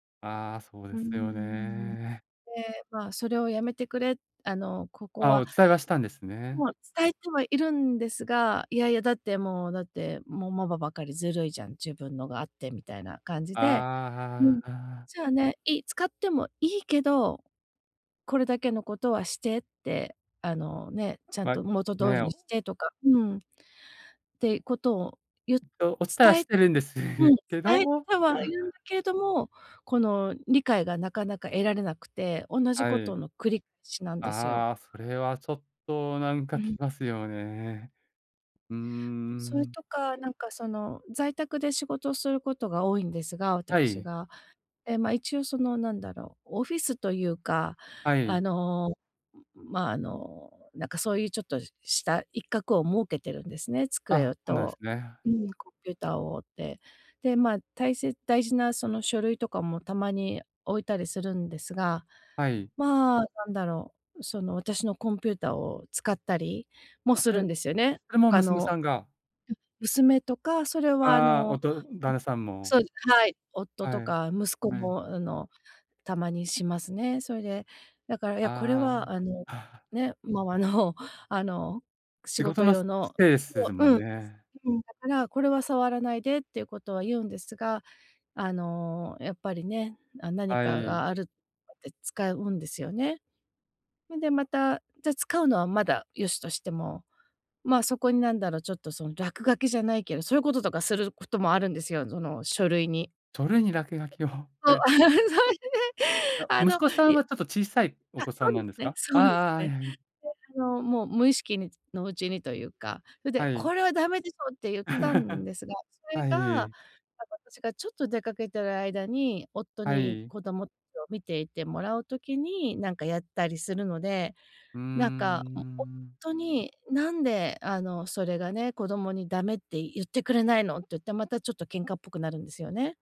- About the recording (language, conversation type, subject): Japanese, advice, 家族に自分の希望や限界を無理なく伝え、理解してもらうにはどうすればいいですか？
- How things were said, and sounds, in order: other noise; laugh; anticipating: "そういうこととかすることもあるんですよ、その書類に"; surprised: "それに落書きを"; laugh; laugh